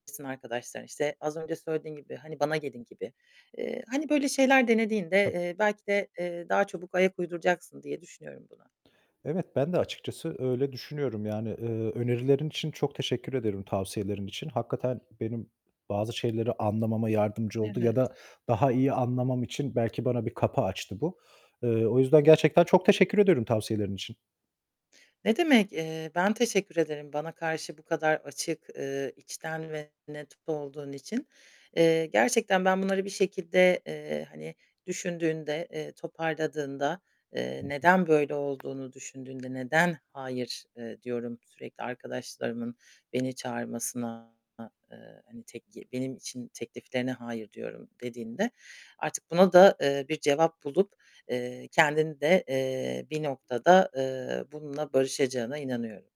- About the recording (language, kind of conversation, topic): Turkish, advice, Sosyal davetlere hayır dediğimde neden suçluluk hissediyorum?
- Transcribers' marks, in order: unintelligible speech; tapping; other background noise; distorted speech